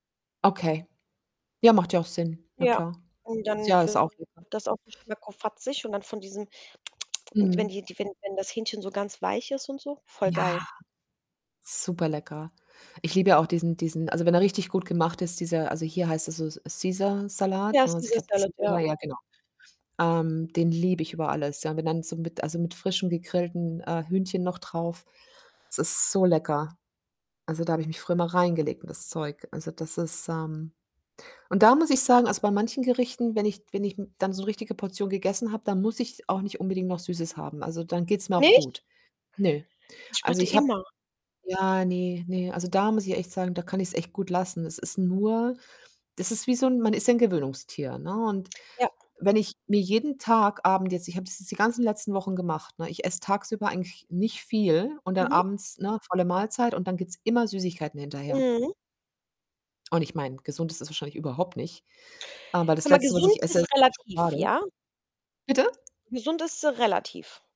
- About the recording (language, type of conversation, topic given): German, unstructured, Wie findest du die richtige Balance zwischen gesunder Ernährung und Genuss?
- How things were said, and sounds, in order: static; distorted speech; lip smack; surprised: "Nicht?"; other background noise